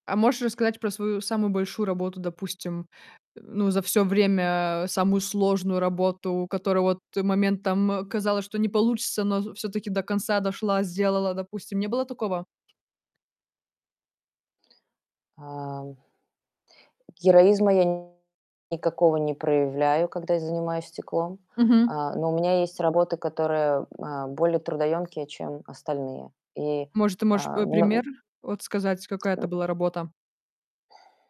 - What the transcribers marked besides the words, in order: tapping; distorted speech; other noise
- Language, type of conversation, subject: Russian, podcast, Расскажите, пожалуйста, о вашем любимом хобби?